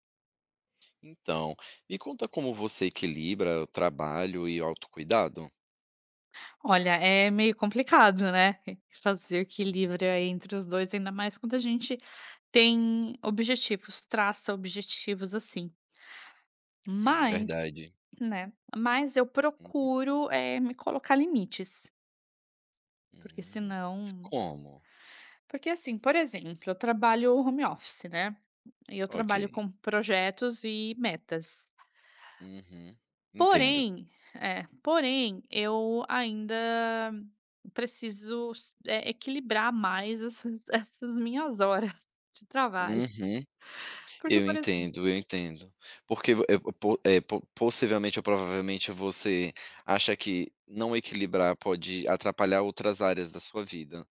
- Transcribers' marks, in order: none
- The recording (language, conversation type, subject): Portuguese, podcast, Como você equilibra trabalho e autocuidado?